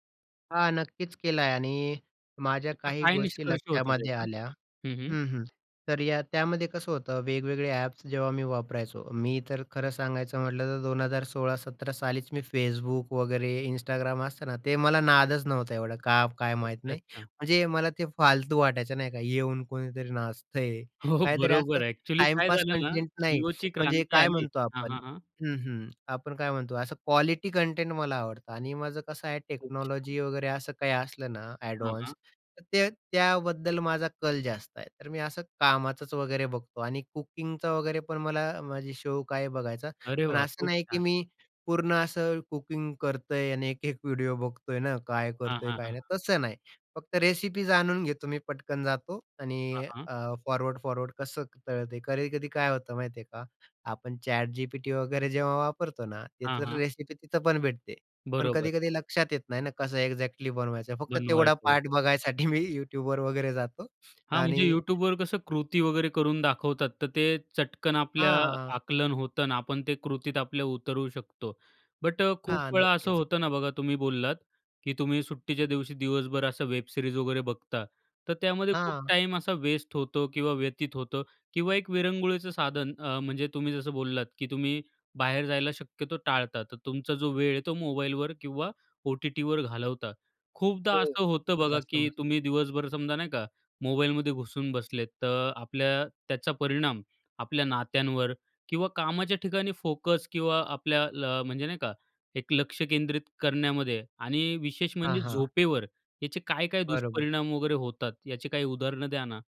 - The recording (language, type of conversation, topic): Marathi, podcast, तुम्ही रोज साधारण किती वेळ फोन वापरता, आणि त्याबद्दल तुम्हाला काय वाटतं?
- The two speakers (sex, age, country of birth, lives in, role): male, 25-29, India, India, host; male, 30-34, India, India, guest
- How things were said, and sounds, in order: tapping; other background noise; chuckle; other noise; in English: "टेक्नॉलॉजी"; in English: "अ‍ॅडवान्स"; in English: "फॉरवर्ड-फॉरवर्ड"; in English: "एक्झॅक्टली"; chuckle; "विरंगुळ्याचे" said as "विरंगुळीचं"; in English: "ओ-टी-टीवर"